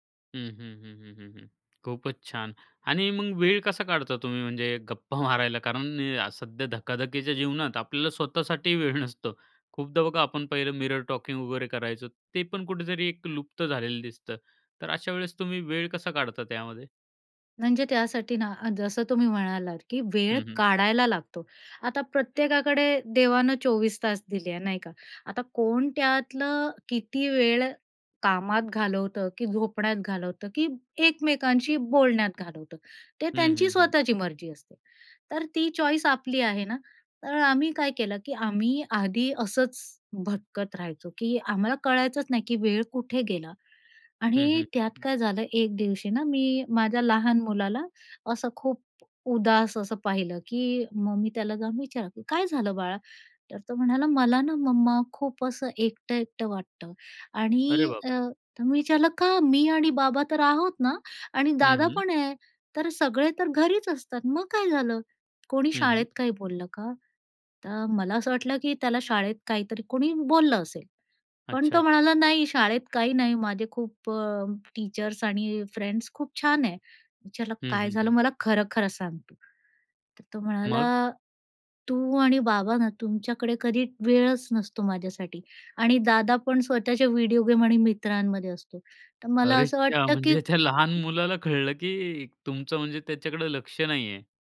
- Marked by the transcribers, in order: laughing while speaking: "गप्पा मारायला?"; laughing while speaking: "वेळ नसतो"; in English: "मिरर टॉकिंग"; in English: "चॉईस"; tapping; in English: "टीचर्स"; in English: "फ्रेंड्स"; laughing while speaking: "त्या लहान मुलाला कळलं की"; other background noise
- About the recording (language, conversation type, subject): Marathi, podcast, तुमच्या घरात किस्से आणि गप्पा साधारणपणे केव्हा रंगतात?